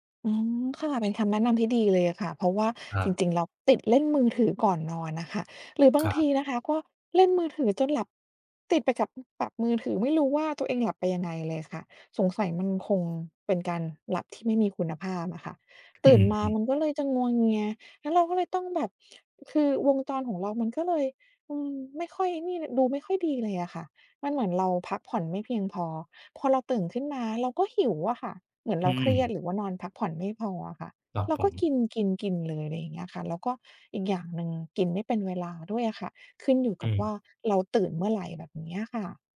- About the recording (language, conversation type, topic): Thai, advice, คุณมีวิธีจัดการกับการกินไม่เป็นเวลาและการกินจุบจิบตลอดวันอย่างไร?
- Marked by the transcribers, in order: tapping